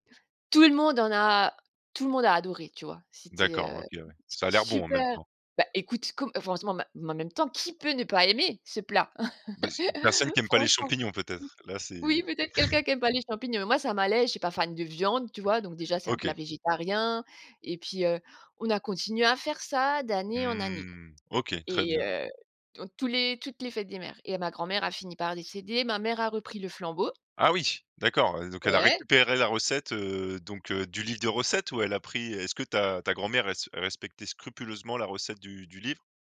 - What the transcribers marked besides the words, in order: stressed: "qui"; chuckle; other background noise; chuckle
- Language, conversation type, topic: French, podcast, Quels plats de famille évoquent le plus ton passé ?